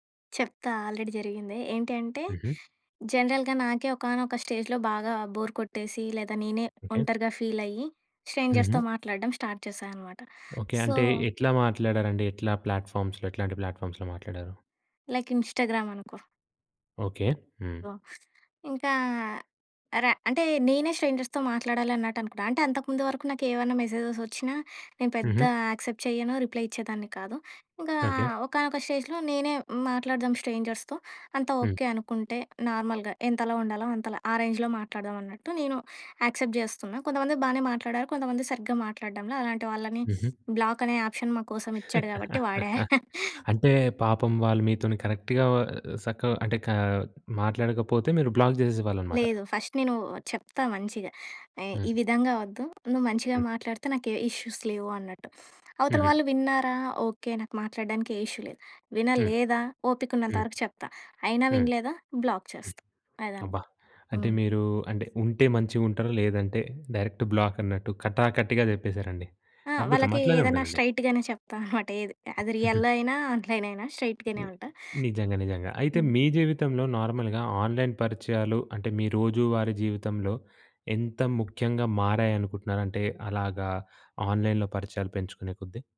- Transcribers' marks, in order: in English: "ఆల్రెడీ"; in English: "జనరల్‌గా"; in English: "స్టేజ్‌లో"; in English: "బోర్"; in English: "ఫీల్"; in English: "స్ట్రేంజర్స్‌తో"; in English: "స్టార్ట్"; in English: "సో"; in English: "ప్లాట్‌ఫామ్స్‌లో"; in English: "ప్లాట్‌ఫామ్స్‌లో"; in English: "లైక్ ఇన్‌స్టాగ్రామ్"; in English: "సో"; in English: "స్ట్రేంజర్స్‌తో"; in English: "మెసేజెస్"; in English: "యాక్సెప్ట్"; in English: "రిప్లై"; in English: "స్టేజ్‍లో"; in English: "స్ట్రేంజర్స్‌తో"; in English: "నార్మల్‍గా"; in English: "రేంజ్‌లో"; in English: "యాక్సెప్ట్"; in English: "బ్లాక్"; in English: "ఆప్షన్"; laugh; chuckle; in English: "కరెక్ట్‌గా"; in English: "బ్లాక్"; in English: "ఫస్ట్"; in English: "ఇష్యూస్"; in English: "ఇష్యూ"; in English: "బ్లాక్"; in English: "డైరెక్ట్ బ్లాక్"; in English: "రియల్‌లో"; chuckle; in English: "ఆన్‍లైన్"; other noise; in English: "నార్మల్‍గా ఆన్‍లైన్"; in English: "ఆన్‍లైన్‍లో"
- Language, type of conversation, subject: Telugu, podcast, ఆన్‌లైన్ పరిచయాలను వాస్తవ సంబంధాలుగా ఎలా మార్చుకుంటారు?